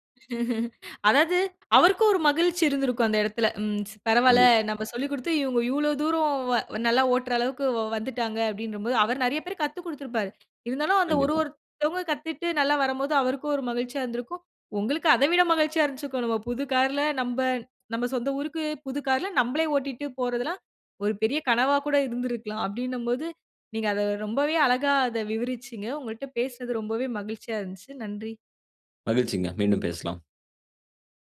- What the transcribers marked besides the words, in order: chuckle; other noise; "இருந்திருக்கும்" said as "இருந்துச்சிக்கோனும்"; other background noise
- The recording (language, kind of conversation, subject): Tamil, podcast, பயத்தை சாதனையாக மாற்றிய அனுபவம் உண்டா?